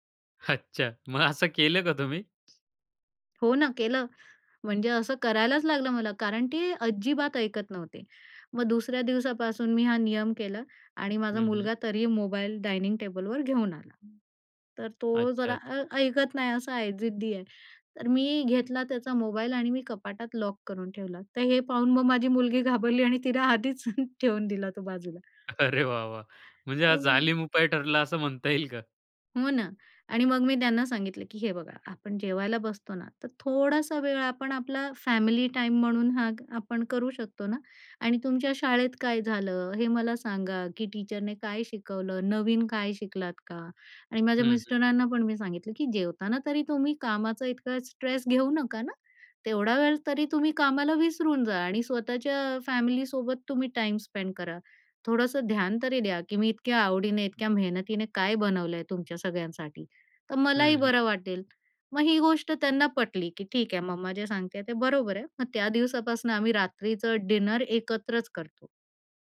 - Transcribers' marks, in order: laughing while speaking: "अच्छा मग असं केलं का तुम्ही?"; other background noise; in English: "डायनिंग"; laughing while speaking: "माझी मुलगी घाबरली आणि तिला आधीच ठेवून दिला तो बाजूला"; in English: "टीचरने"; in English: "स्ट्रेस"; in English: "स्पेंड"; in English: "डिनर"
- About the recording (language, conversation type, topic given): Marathi, podcast, एकत्र जेवण हे परंपरेच्या दृष्टीने तुमच्या घरी कसं असतं?